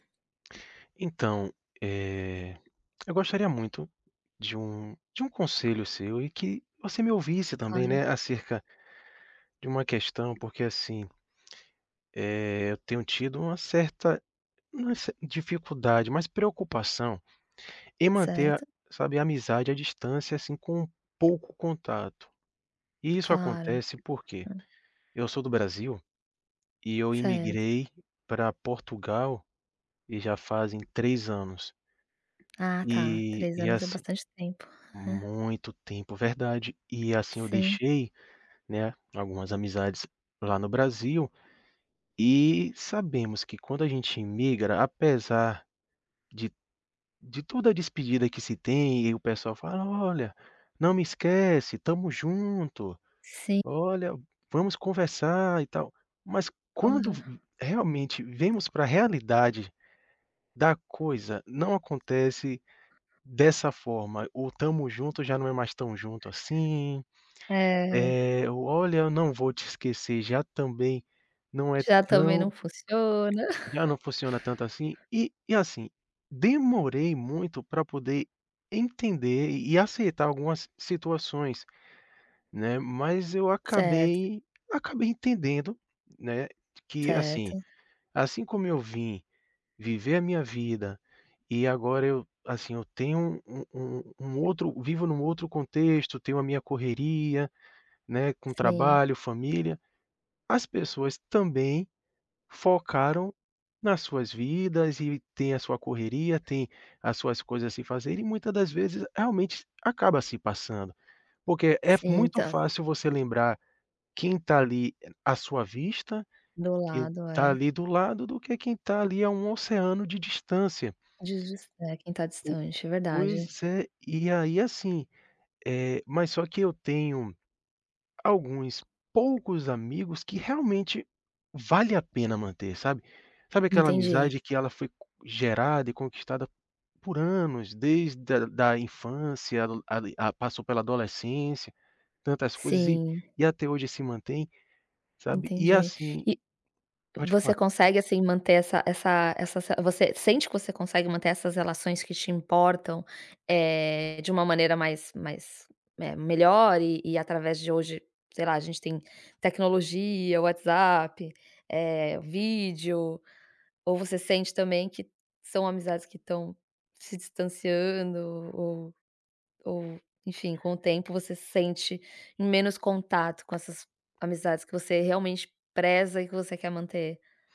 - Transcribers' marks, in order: tapping; other background noise; chuckle
- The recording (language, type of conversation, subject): Portuguese, advice, Como manter uma amizade à distância com pouco contato?